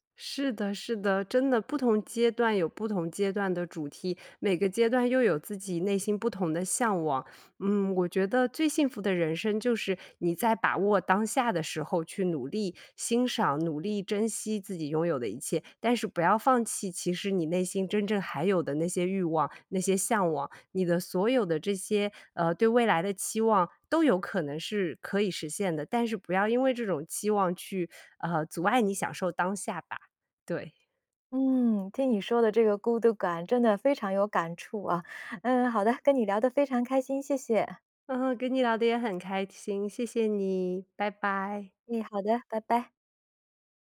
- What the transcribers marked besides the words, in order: "哎" said as "一"
- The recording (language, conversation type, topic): Chinese, podcast, 你怎么看待独自旅行中的孤独感？